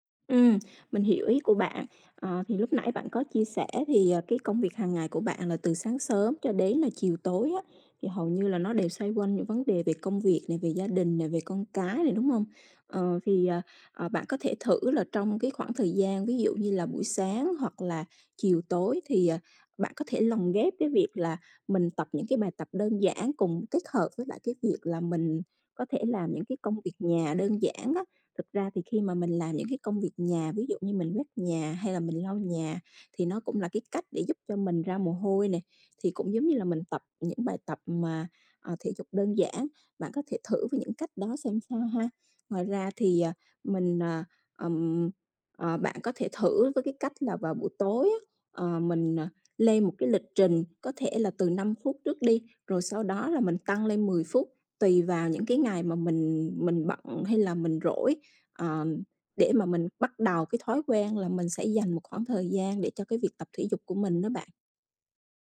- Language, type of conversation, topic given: Vietnamese, advice, Làm sao để sắp xếp thời gian tập luyện khi bận công việc và gia đình?
- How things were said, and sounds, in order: other background noise; tapping